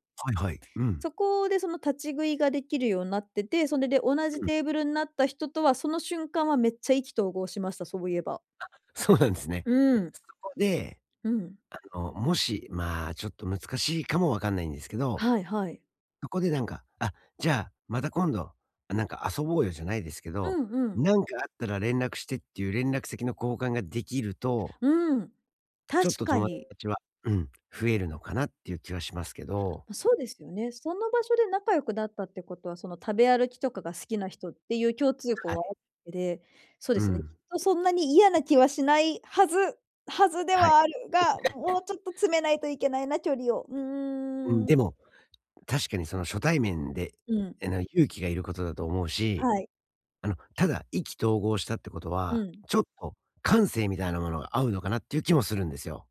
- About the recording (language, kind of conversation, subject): Japanese, advice, 新しい場所でどうすれば自分の居場所を作れますか？
- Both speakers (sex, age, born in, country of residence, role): female, 40-44, Japan, Japan, user; male, 45-49, Japan, United States, advisor
- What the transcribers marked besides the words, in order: laughing while speaking: "そうなんですね"; other background noise; laugh; other noise